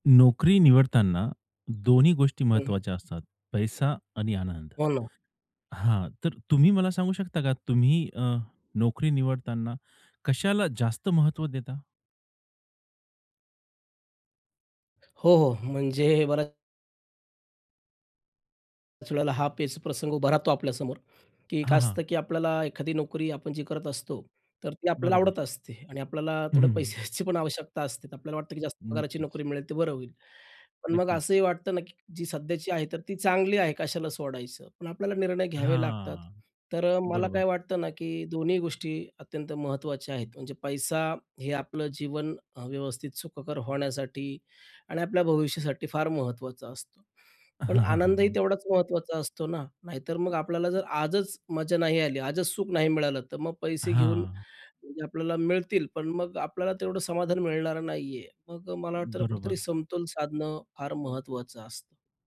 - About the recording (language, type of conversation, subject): Marathi, podcast, नोकरी निवडताना पैसे अधिक महत्त्वाचे की आनंद?
- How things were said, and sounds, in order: tapping; laughing while speaking: "पैशाची"; other background noise